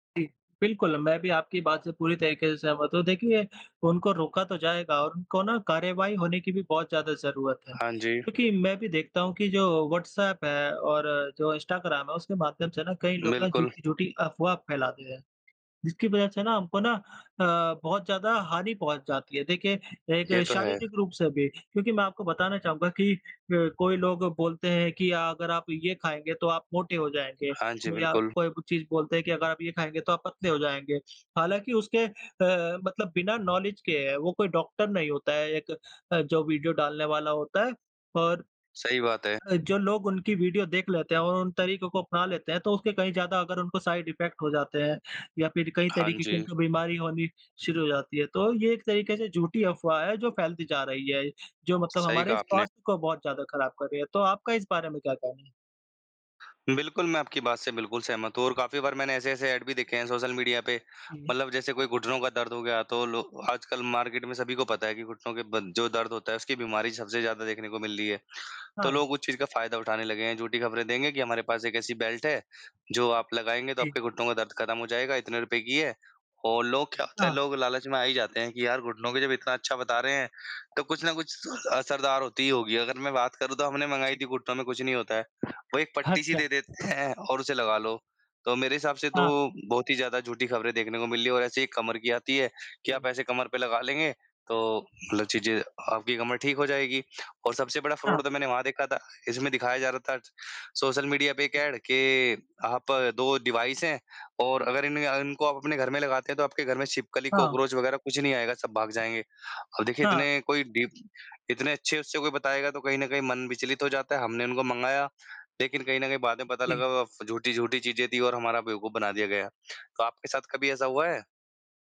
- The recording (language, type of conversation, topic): Hindi, unstructured, क्या सोशल मीडिया झूठ और अफवाहें फैलाने में मदद कर रहा है?
- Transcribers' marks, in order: in English: "नॉलेज"; in English: "साइड इफेक्ट"; in English: "मार्केट"; in English: "बेल्ट"; other noise; laughing while speaking: "दे देते हैं"; in English: "फ़्रॉड"; in English: "डिवाइस"